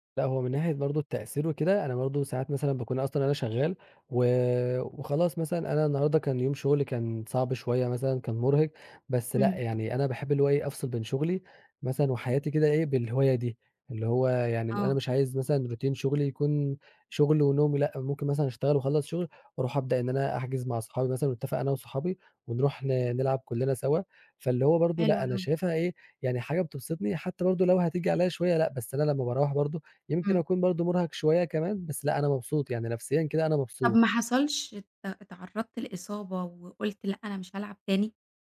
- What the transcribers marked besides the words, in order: in English: "routine"
- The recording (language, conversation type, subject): Arabic, podcast, إيه أكتر هواية بتحب تمارسها وليه؟